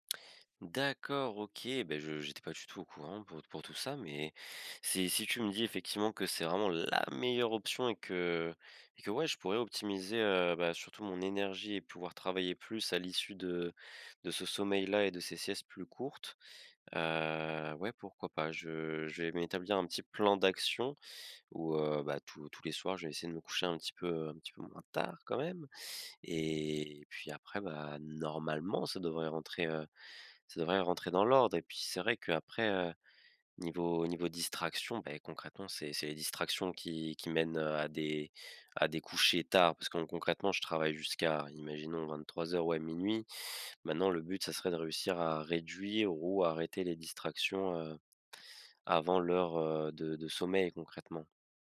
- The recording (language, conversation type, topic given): French, advice, Comment puis-je optimiser mon énergie et mon sommeil pour travailler en profondeur ?
- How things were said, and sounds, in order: stressed: "la"; stressed: "tard"